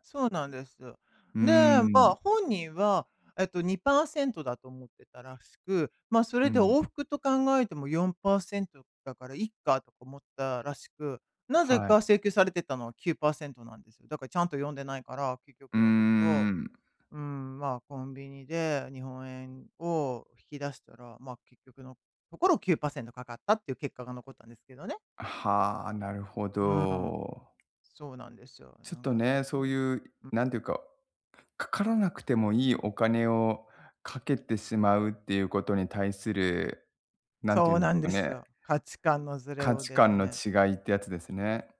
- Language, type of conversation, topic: Japanese, advice, どうすればお金の価値観の違いを上手に話し合えますか？
- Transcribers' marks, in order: none